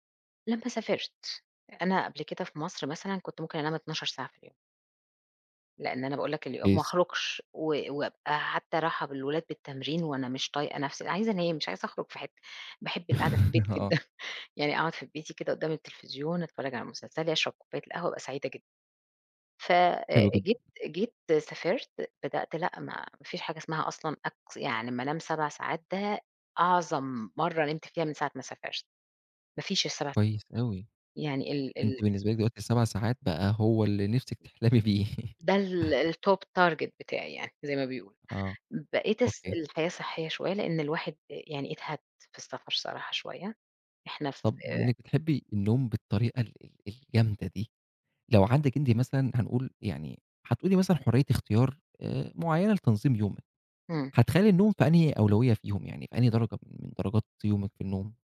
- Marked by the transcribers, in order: laugh; laugh; laughing while speaking: "تحلمي بيه"; laugh; in English: "الtop target"; other noise
- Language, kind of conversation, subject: Arabic, podcast, إزاي بتنظّم نومك عشان تحس بنشاط؟